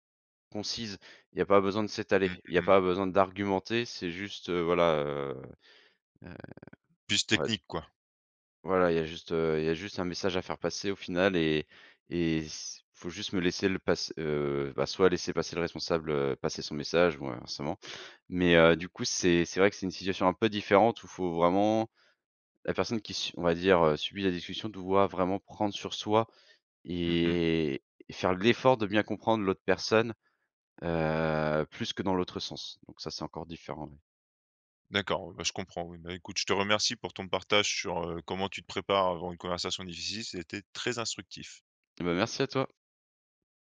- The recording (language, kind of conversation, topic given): French, podcast, Comment te prépares-tu avant une conversation difficile ?
- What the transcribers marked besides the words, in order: none